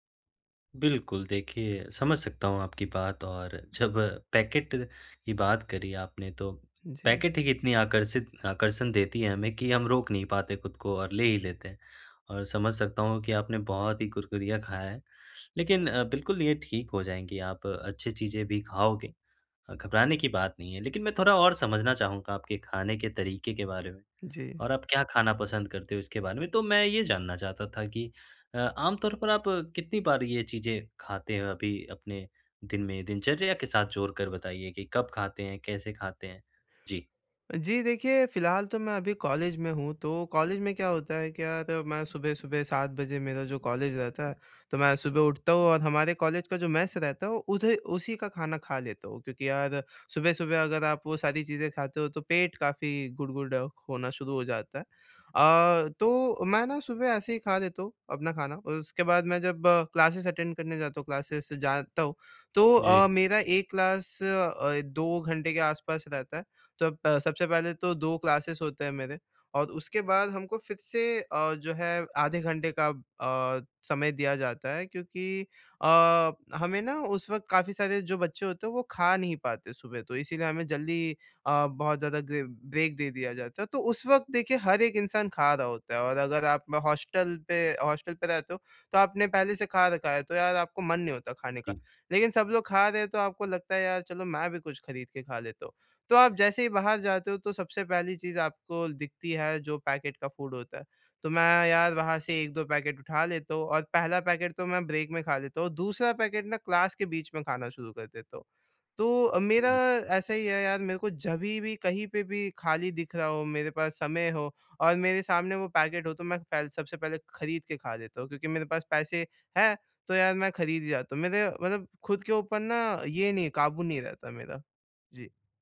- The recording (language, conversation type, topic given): Hindi, advice, पैकेज्ड भोजन पर निर्भरता कैसे घटाई जा सकती है?
- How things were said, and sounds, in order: in English: "पैकेट"; in English: "पैकेट"; in English: "मेस"; in English: "क्लासेज़ अटेंड"; in English: "क्लासेज़"; in English: "क्लासेज़"; in English: "ब्रेक"; in English: "हॉस्टल"; in English: "हॉस्टल"; in English: "पैकेट"; in English: "फ़ूड"; in English: "पैकेट"; in English: "पैकेट"; in English: "ब्रेक"; in English: "पैकेट"; in English: "पैकेट"